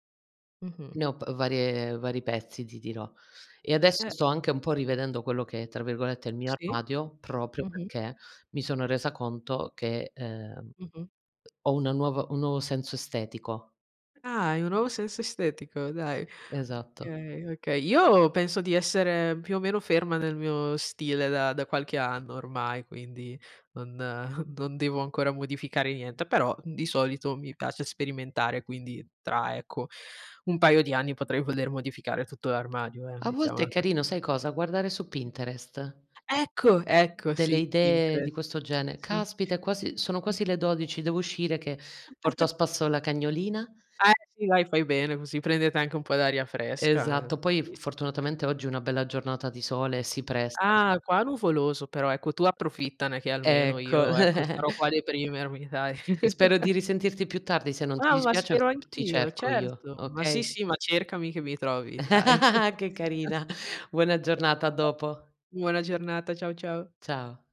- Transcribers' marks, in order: other background noise; tapping; chuckle; other noise; "genere" said as "genee"; giggle; chuckle; chuckle; chuckle; laugh; chuckle; unintelligible speech; unintelligible speech
- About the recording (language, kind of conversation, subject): Italian, unstructured, Come descriveresti il tuo stile personale?